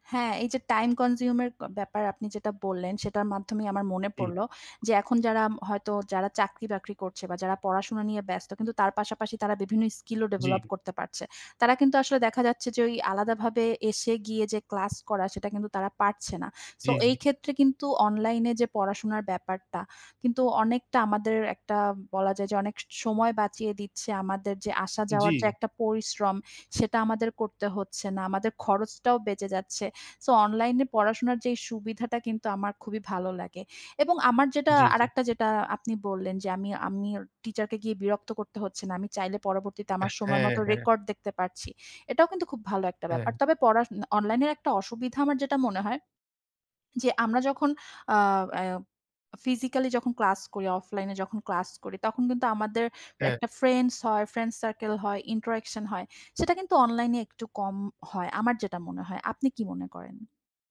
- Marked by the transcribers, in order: other background noise; tapping; horn; swallow
- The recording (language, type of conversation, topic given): Bengali, unstructured, অনলাইনে পড়াশোনার সুবিধা ও অসুবিধা কী কী?
- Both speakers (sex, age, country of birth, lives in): female, 30-34, Bangladesh, Bangladesh; male, 20-24, Bangladesh, Bangladesh